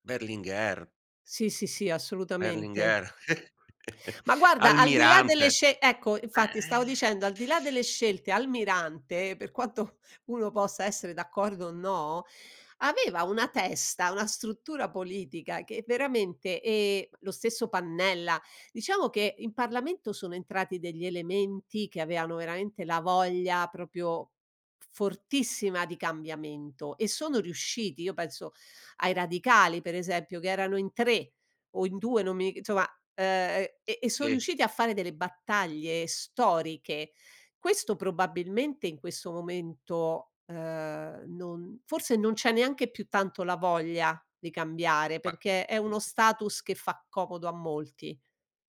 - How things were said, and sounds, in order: "Berlinguer" said as "berlingher"; "Berlinguer" said as "berlingher"; other background noise; chuckle; exhale; laughing while speaking: "quanto"; drawn out: "e"; tapping; "avevano" said as "aveano"; "veramente" said as "veraente"; "insomma" said as "zoma"
- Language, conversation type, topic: Italian, podcast, Come vedi oggi il rapporto tra satira e politica?